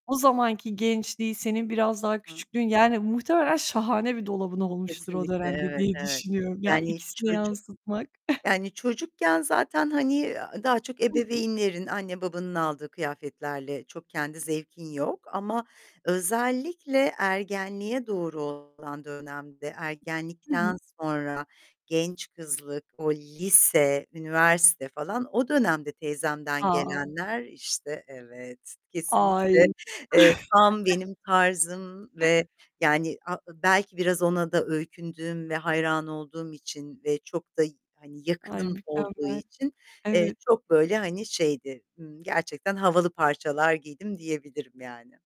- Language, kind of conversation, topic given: Turkish, podcast, İkinci el alışveriş hakkında ne düşünüyorsun?
- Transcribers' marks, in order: distorted speech; chuckle; other background noise; tapping; chuckle